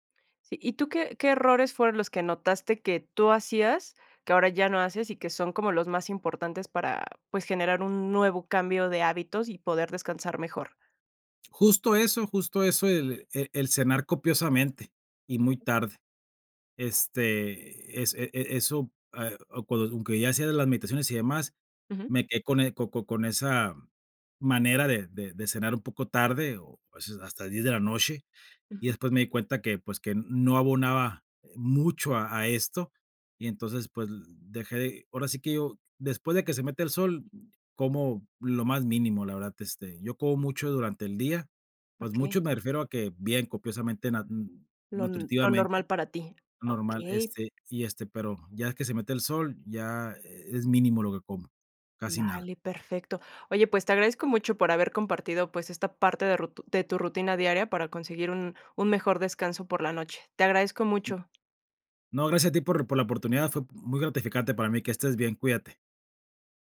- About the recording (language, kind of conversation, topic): Spanish, podcast, ¿Qué hábitos te ayudan a dormir mejor por la noche?
- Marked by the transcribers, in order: other background noise